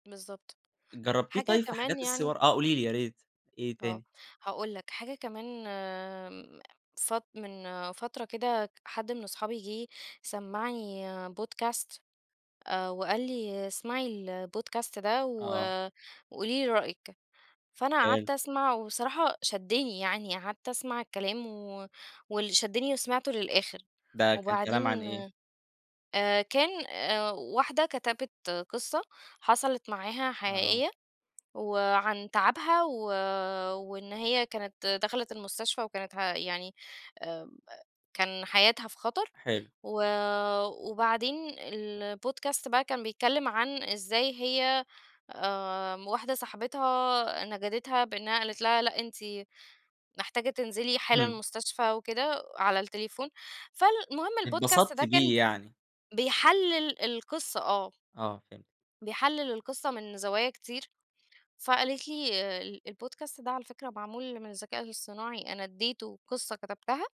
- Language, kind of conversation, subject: Arabic, podcast, إيه رأيك في تقنيات الذكاء الاصطناعي في حياتنا اليومية؟
- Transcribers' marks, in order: tapping; in English: "podcast"; in English: "الPodcast"; in English: "الPodcast"; in English: "الPodcast"; in English: "الPodcast"